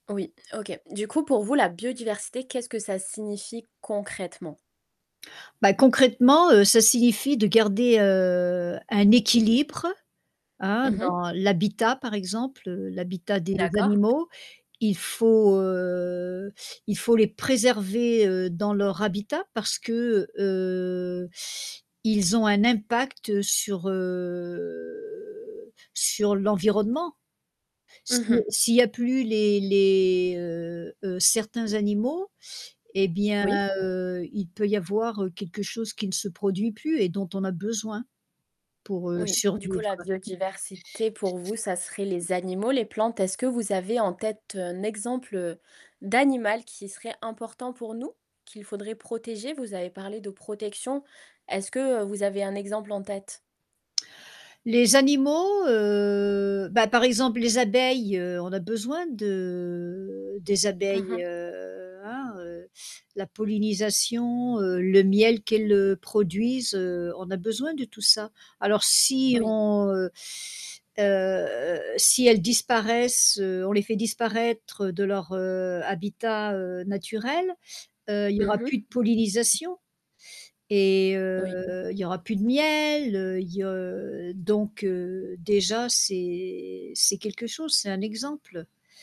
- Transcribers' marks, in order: stressed: "concrètement"; static; tapping; distorted speech; drawn out: "heu"; drawn out: "heu"; other background noise; drawn out: "de"
- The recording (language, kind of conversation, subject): French, podcast, Pourquoi la biodiversité est-elle importante pour nous, selon toi ?